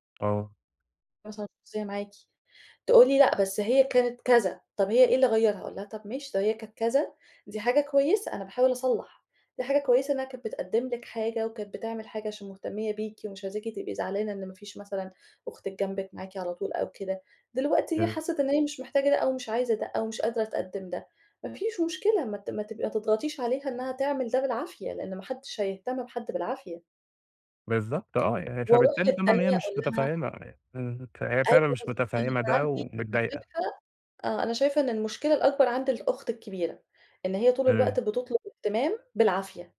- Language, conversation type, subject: Arabic, advice, إزاي أتعامل مع إحباطي من إن نفس مشاكل العيلة بتتكرر ومش بنوصل لحلول دائمة؟
- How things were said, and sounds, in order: unintelligible speech